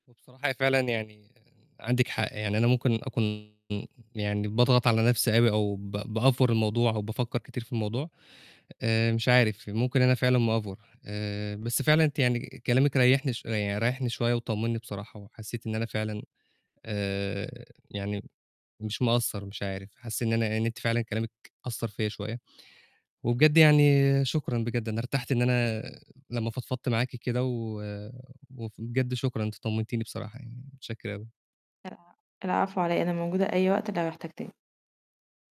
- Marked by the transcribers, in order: distorted speech; in English: "بأفور"; in English: "مأفور"; static
- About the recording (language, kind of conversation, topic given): Arabic, advice, إزاي بتوصف إحساسك بالحنين والاشتياق لأهلك وصحابك بعد ما نقلت؟